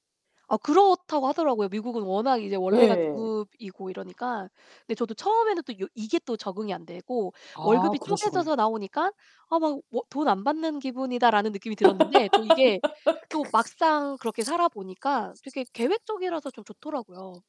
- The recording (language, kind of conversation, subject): Korean, unstructured, 월급을 관리할 때 가장 중요한 점은 무엇인가요?
- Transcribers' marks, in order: static; other background noise; laugh